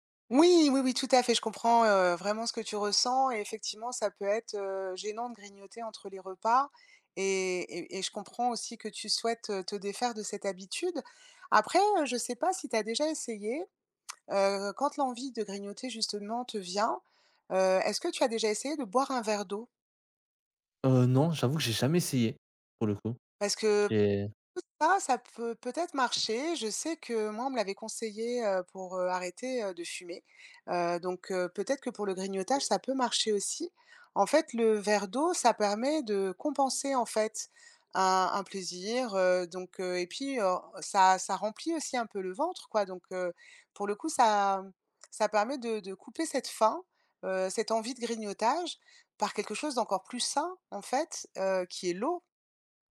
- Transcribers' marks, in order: other background noise
- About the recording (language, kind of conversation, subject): French, advice, Comment puis-je arrêter de grignoter entre les repas sans craquer tout le temps ?